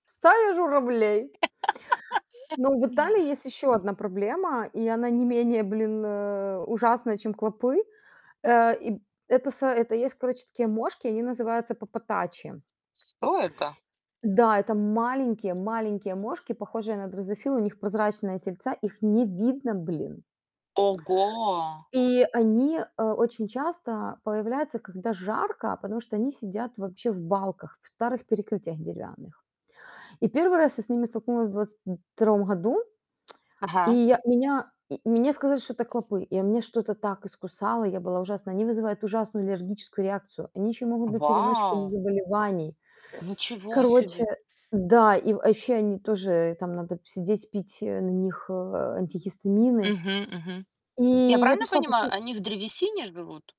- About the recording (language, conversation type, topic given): Russian, unstructured, Считаете ли вы, что пищевые аллергии представляют реальную угрозу?
- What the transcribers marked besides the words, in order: tapping; other background noise; laugh